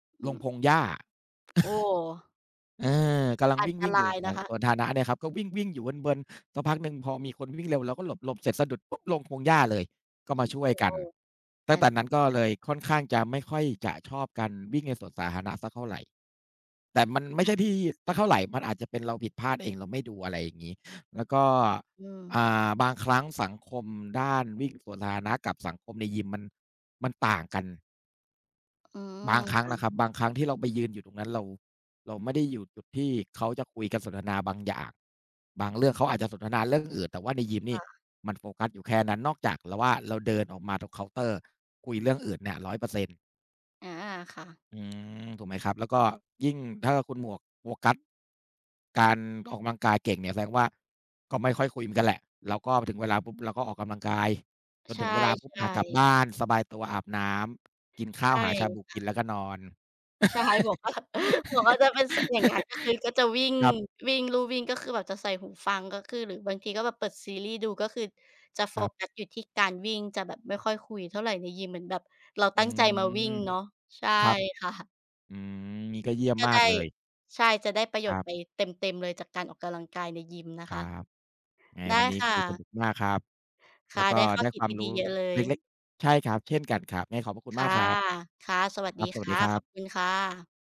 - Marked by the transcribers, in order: laughing while speaking: "เออ"; tapping; "สวนสาธารณะ" said as "สวนธาณะ"; "สวนสาธารณะ" said as "สวนธารณะ"; other background noise; laughing while speaking: "ใช่"; laughing while speaking: "ว่า"; laugh
- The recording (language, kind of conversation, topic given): Thai, unstructured, ระหว่างการออกกำลังกายในยิมกับการวิ่งในสวนสาธารณะ คุณจะเลือกแบบไหน?